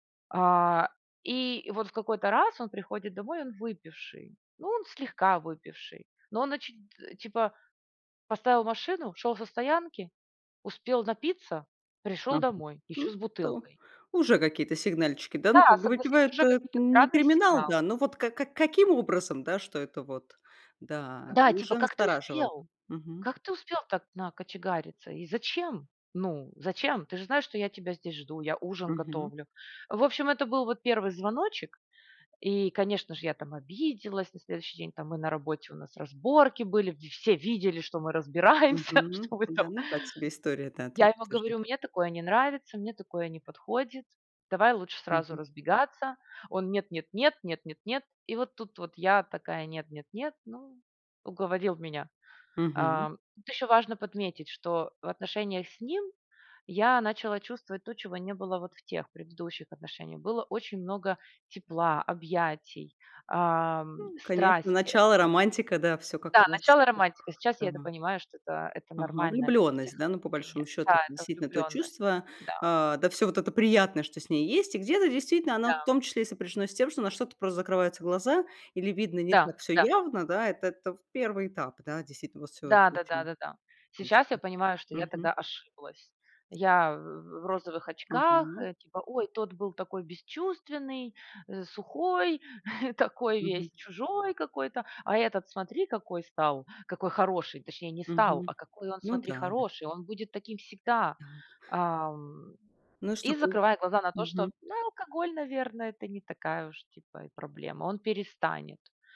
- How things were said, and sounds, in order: laughing while speaking: "разбираемся. Что мы там"; other noise; tapping; chuckle
- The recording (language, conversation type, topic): Russian, podcast, Какая ошибка дала тебе самый ценный урок?